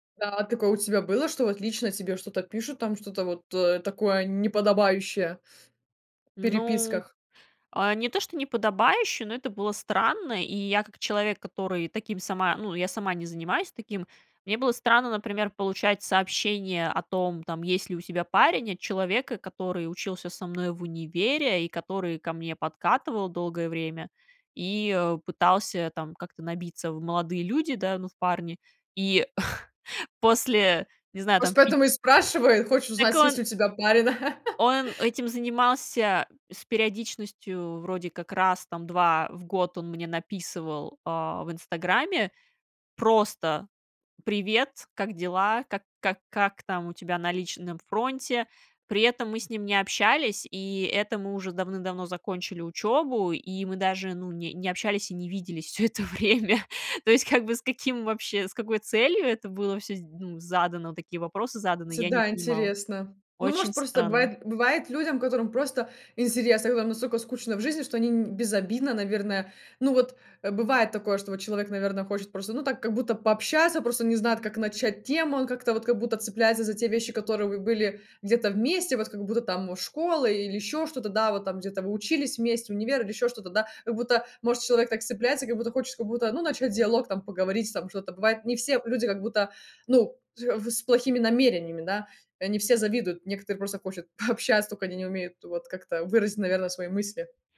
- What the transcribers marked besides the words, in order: chuckle; laugh; laughing while speaking: "всё это время"; laughing while speaking: "пообщаться"
- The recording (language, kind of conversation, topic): Russian, podcast, Как вы выстраиваете личные границы в отношениях?